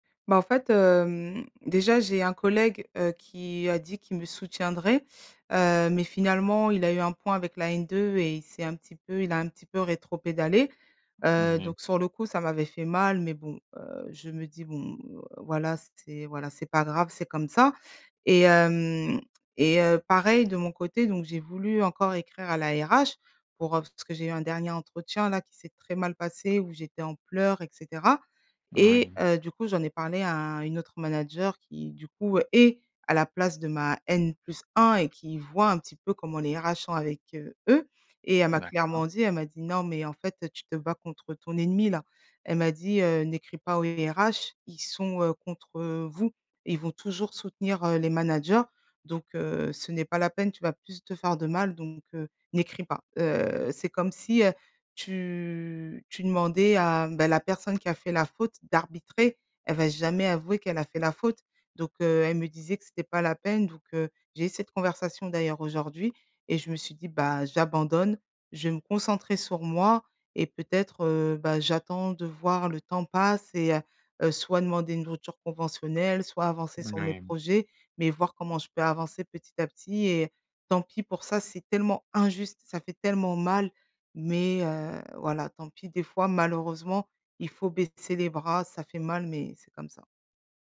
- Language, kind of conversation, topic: French, advice, Comment ta confiance en toi a-t-elle diminué après un échec ou une critique ?
- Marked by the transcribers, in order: tapping